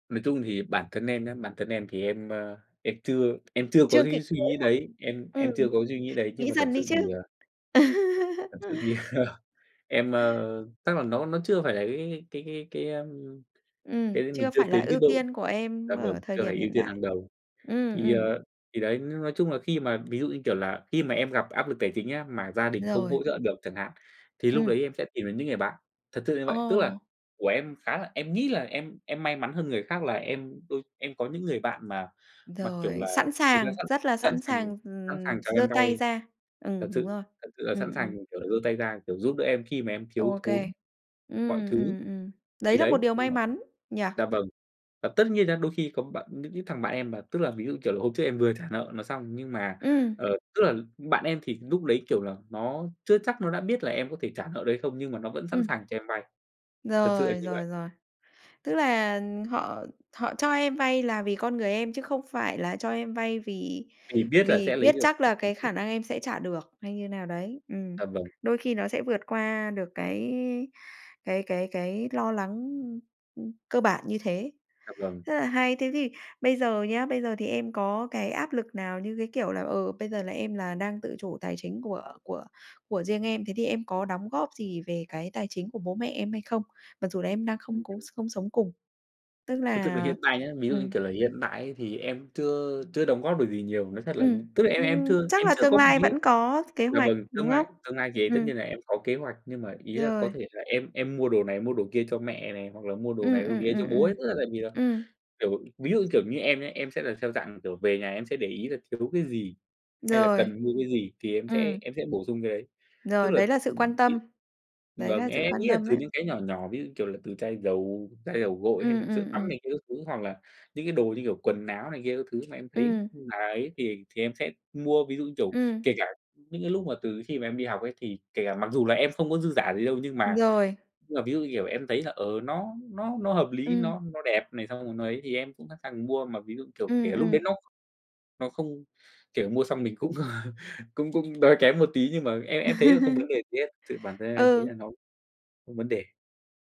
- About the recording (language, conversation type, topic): Vietnamese, podcast, Bạn giải quyết áp lực tài chính trong gia đình như thế nào?
- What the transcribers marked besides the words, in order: tapping; laughing while speaking: "ờ"; other background noise; laugh; unintelligible speech; laugh; laugh